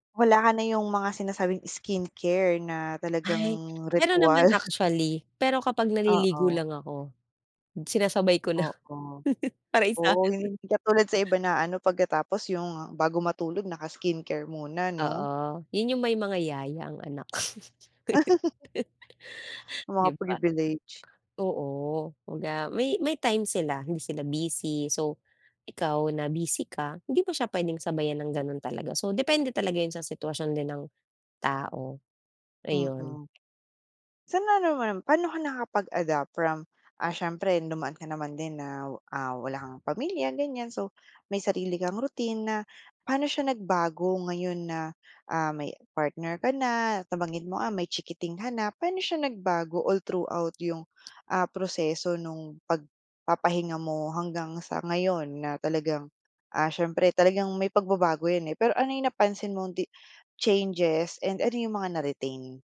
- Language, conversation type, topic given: Filipino, podcast, Paano mo inihahanda ang kuwarto para mas mahimbing ang tulog?
- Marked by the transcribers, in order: tapping; other background noise; chuckle; laugh; laughing while speaking: "Para isahan"; snort; chuckle; giggle